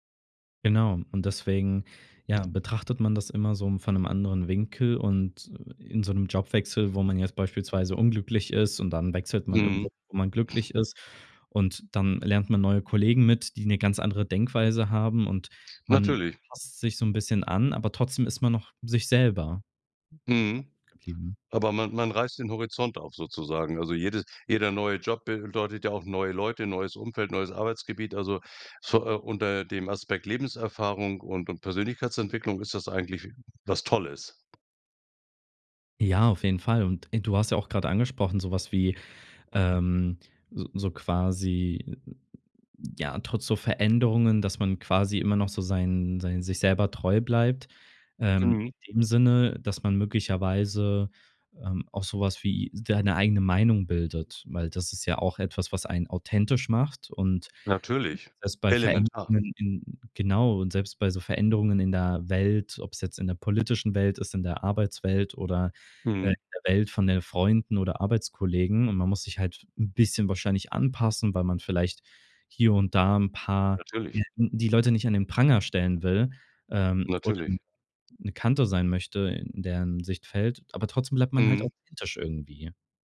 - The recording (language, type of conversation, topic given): German, podcast, Wie bleibst du authentisch, während du dich veränderst?
- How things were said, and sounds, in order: other background noise; other noise; stressed: "bisschen"; unintelligible speech; unintelligible speech